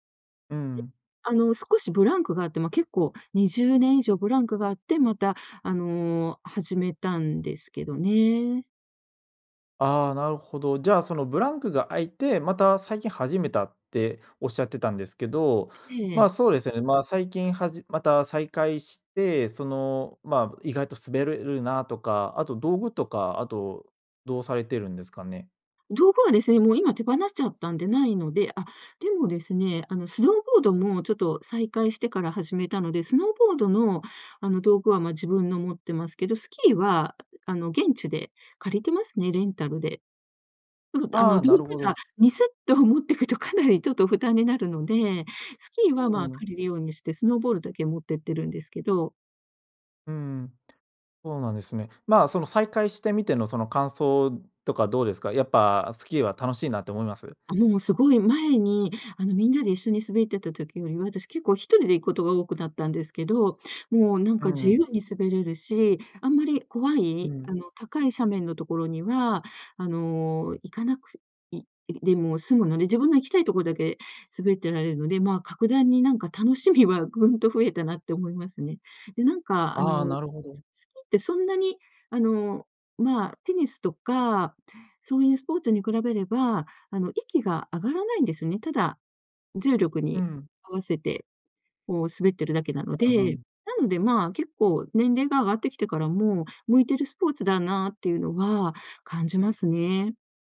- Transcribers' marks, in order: other noise; other background noise
- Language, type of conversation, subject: Japanese, podcast, その趣味を始めたきっかけは何ですか？